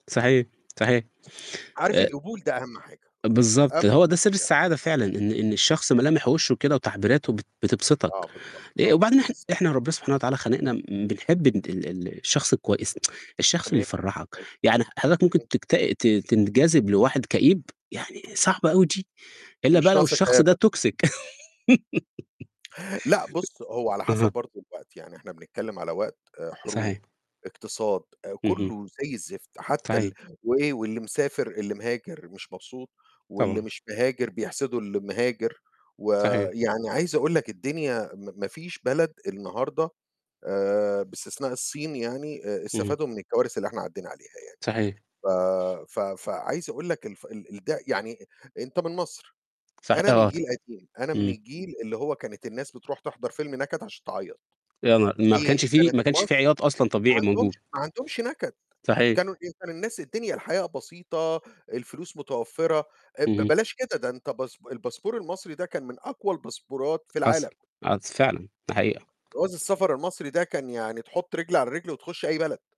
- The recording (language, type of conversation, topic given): Arabic, unstructured, إزاي بتعبّر عن نفسك لما بتكون مبسوط؟
- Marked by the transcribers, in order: other background noise; static; unintelligible speech; tsk; in English: "toxic"; laugh; tapping; distorted speech; in English: "الباسبور"; in English: "الباسبورات"; unintelligible speech